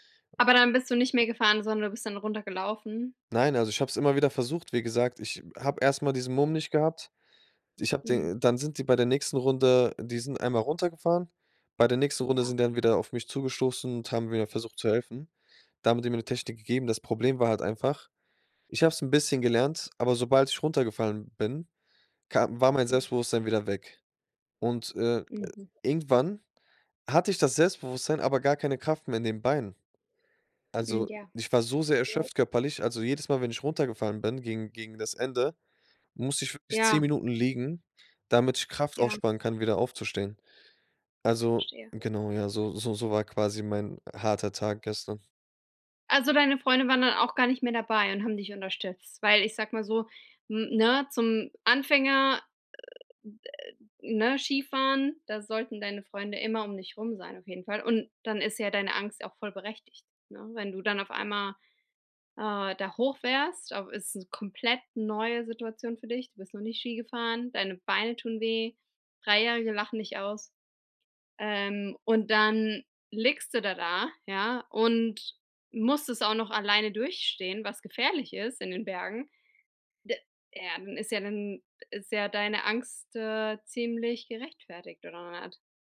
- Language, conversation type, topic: German, advice, Wie kann ich meine Reiseängste vor neuen Orten überwinden?
- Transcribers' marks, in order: other noise